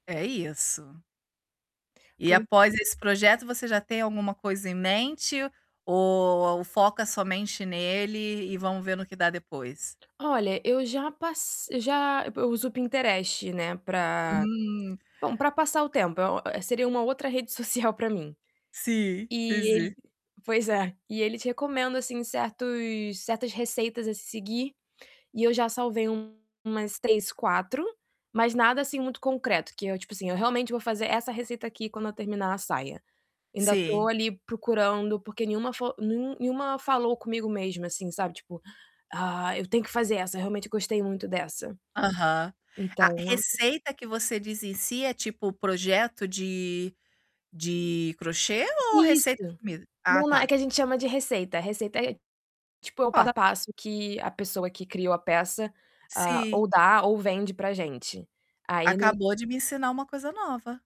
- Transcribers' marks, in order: distorted speech; tapping
- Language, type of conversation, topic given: Portuguese, advice, Como posso equilibrar meu trabalho com o tempo dedicado a hobbies criativos?